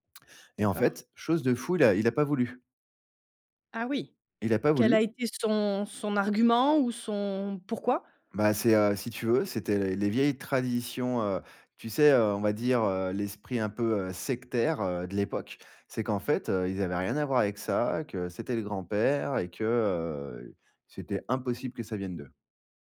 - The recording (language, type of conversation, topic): French, podcast, Comment conciliez-vous les traditions et la liberté individuelle chez vous ?
- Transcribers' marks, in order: stressed: "sectaire"